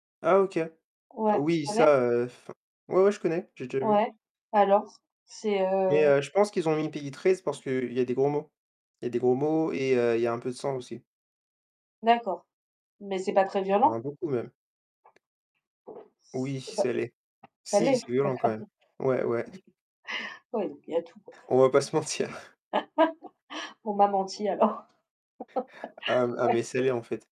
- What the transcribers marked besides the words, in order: distorted speech; tapping; other background noise; laughing while speaking: "D'accord"; other noise; chuckle; laugh; laugh
- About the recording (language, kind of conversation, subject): French, unstructured, Préférez-vous les films d’action ou les comédies romantiques, et qu’est-ce qui vous fait le plus rire ou vibrer ?